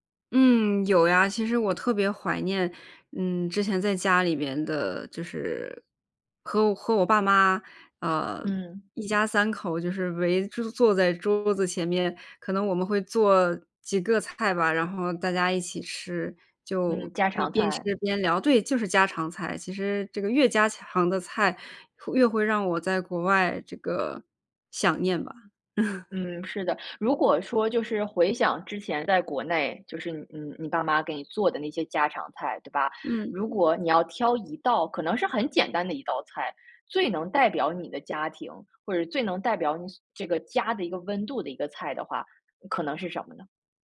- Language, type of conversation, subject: Chinese, podcast, 你能聊聊一次大家一起吃饭时让你觉得很温暖的时刻吗？
- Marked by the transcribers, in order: laugh